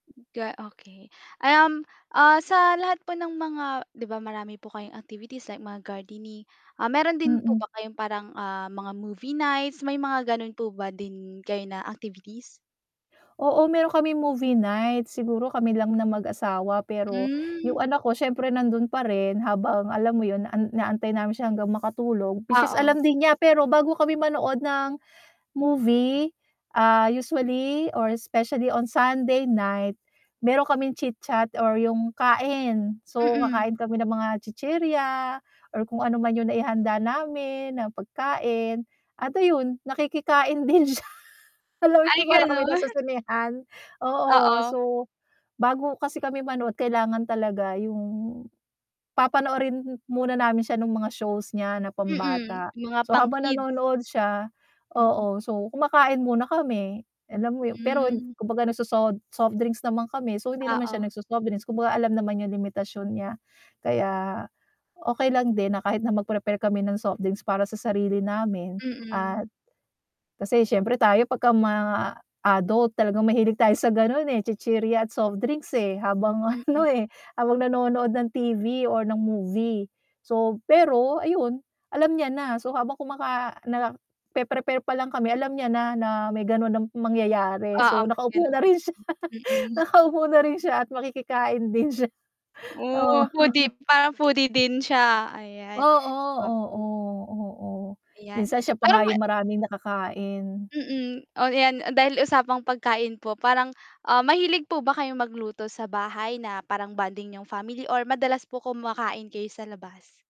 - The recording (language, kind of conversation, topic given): Filipino, podcast, Ano ang ginagawa ninyo para manatiling malapit ang inyong pamilya?
- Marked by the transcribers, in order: tapping; static; laughing while speaking: "din siya. Alam mo yung para kami nasa sinehan, oo"; scoff; chuckle; laugh; laughing while speaking: "oo"; other background noise